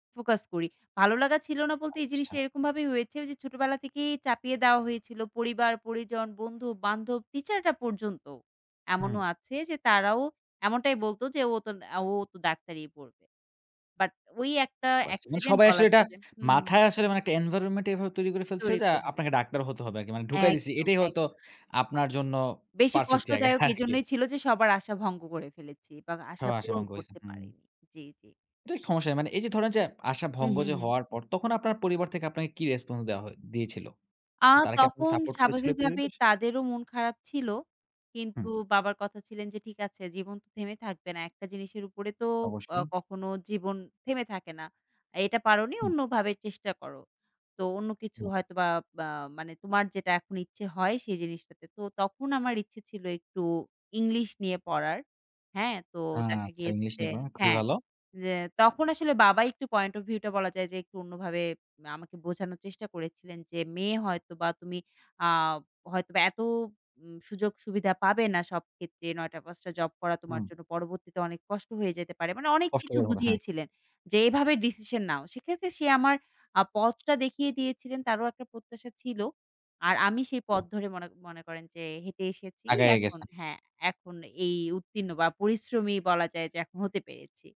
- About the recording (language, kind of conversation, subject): Bengali, podcast, বাবা-মায়ের আশা আপনার জীবনে কীভাবে প্রভাব ফেলে?
- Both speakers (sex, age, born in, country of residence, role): female, 25-29, Bangladesh, Bangladesh, guest; male, 20-24, Bangladesh, Bangladesh, host
- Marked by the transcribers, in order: laughing while speaking: "আরকি"; blowing; other background noise; other noise